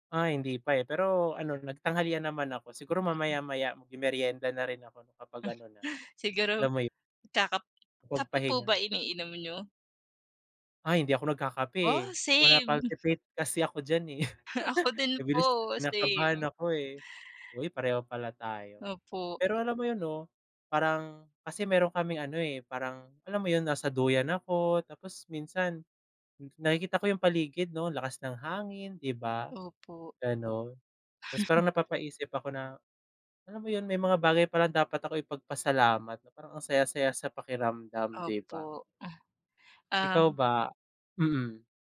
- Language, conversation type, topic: Filipino, unstructured, Ano ang isang bagay na nagpapasaya sa puso mo?
- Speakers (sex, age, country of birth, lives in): female, 25-29, Philippines, Philippines; male, 20-24, Philippines, Philippines
- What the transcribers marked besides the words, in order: other background noise; chuckle; tapping; chuckle; chuckle; chuckle